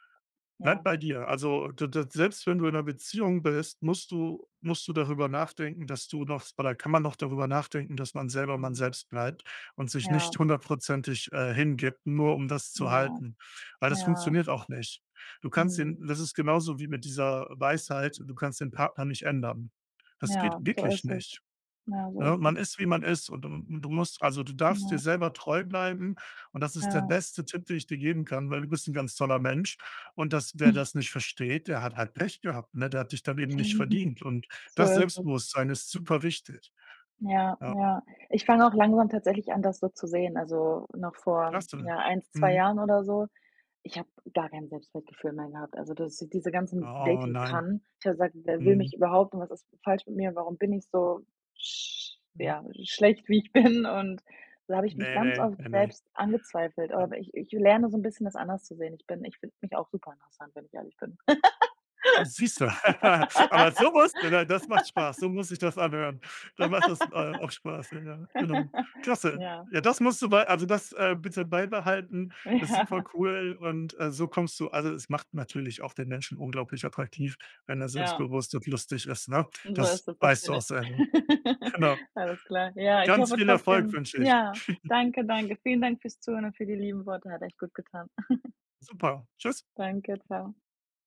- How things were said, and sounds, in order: stressed: "wirklich"; chuckle; chuckle; laughing while speaking: "bin?"; laugh; joyful: "Aber so musst du, ne, das macht Spaß"; laugh; laughing while speaking: "Ja"; laugh; chuckle; other background noise; chuckle
- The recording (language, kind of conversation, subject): German, advice, Wie gehst du mit Unsicherheit nach einer Trennung oder beim Wiedereinstieg ins Dating um?